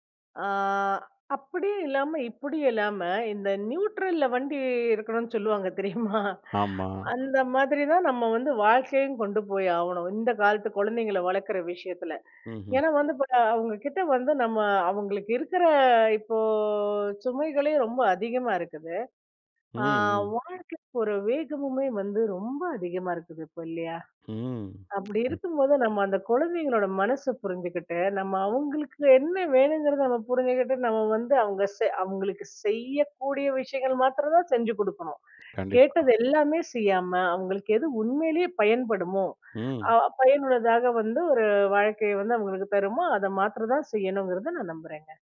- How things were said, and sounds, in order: in English: "நியூட்ரல்ல"; laughing while speaking: "தெரியுமா?"; unintelligible speech; other background noise
- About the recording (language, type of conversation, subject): Tamil, podcast, இப்போது பெற்றோரும் பிள்ளைகளும் ஒருவருடன் ஒருவர் பேசும் முறை எப்படி இருக்கிறது?